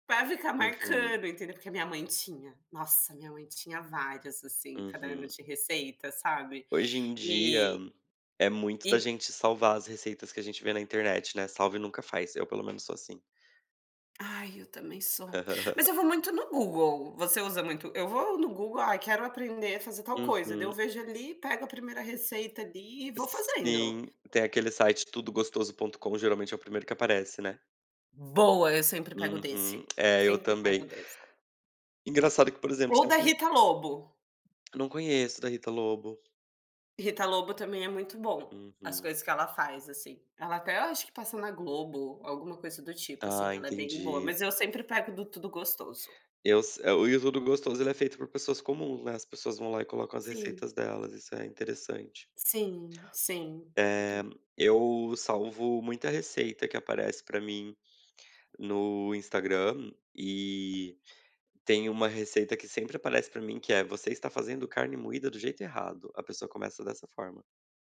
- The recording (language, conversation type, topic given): Portuguese, unstructured, Você já cozinhou para alguém especial? Como foi?
- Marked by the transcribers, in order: laugh